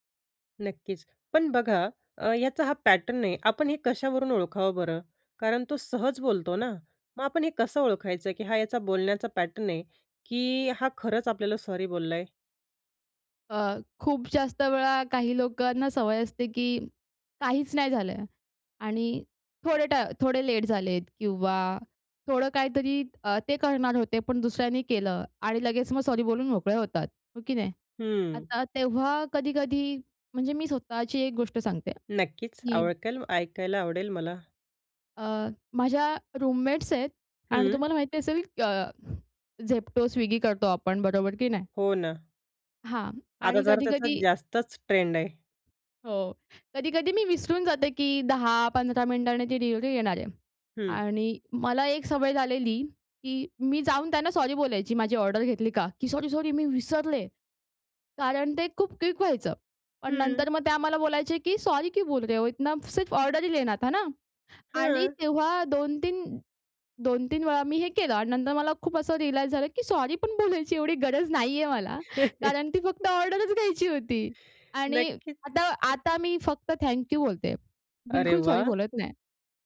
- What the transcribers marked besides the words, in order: in English: "पॅटर्न"; in English: "पॅटर्न"; "आवडेल" said as "आवळकेल"; in English: "रूममेट्स"; in English: "क्विक"; in Hindi: "क्यू बोल रहे हो इतना? सिर्फ ऑर्डर ही लेना था ना"; in English: "रिअलाइज"; laughing while speaking: "बोलायची एवढी गरज नाहीये मला"; other background noise; laugh; breath
- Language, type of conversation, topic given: Marathi, podcast, अनावश्यक माफी मागण्याची सवय कमी कशी करावी?